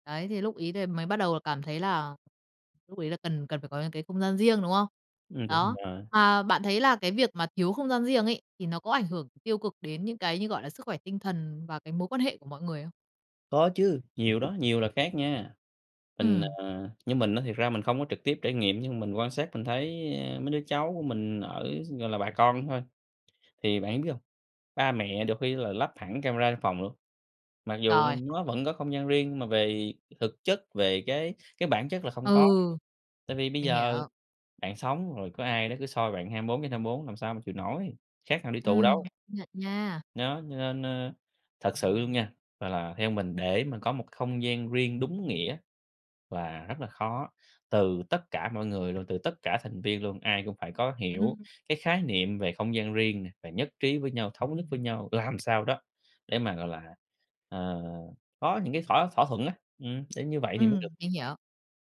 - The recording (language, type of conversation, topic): Vietnamese, podcast, Làm thế nào để có không gian riêng khi sống chung với người thân?
- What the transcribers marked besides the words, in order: tapping; other background noise